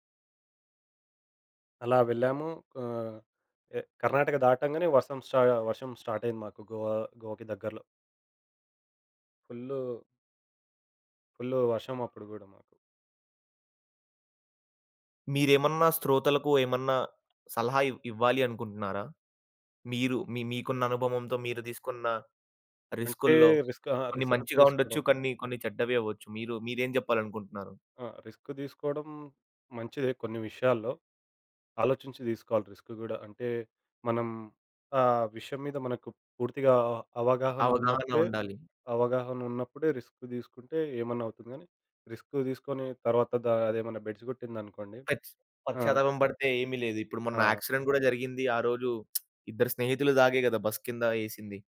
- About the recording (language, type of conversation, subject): Telugu, podcast, ప్రమాదం తీసుకోవాలనుకున్నప్పుడు మీకు ఎందుకు భయం వేస్తుంది లేదా ఉత్సాహం కలుగుతుంది?
- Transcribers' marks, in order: other background noise; in English: "స్టార్ట్"; in English: "రిస్క్"; in English: "రిస్క్"; in English: "రిస్క్"; in English: "రిస్క్"; in English: "రిస్క్"; in English: "రిస్క్"; in English: "యాక్సిడెంట్"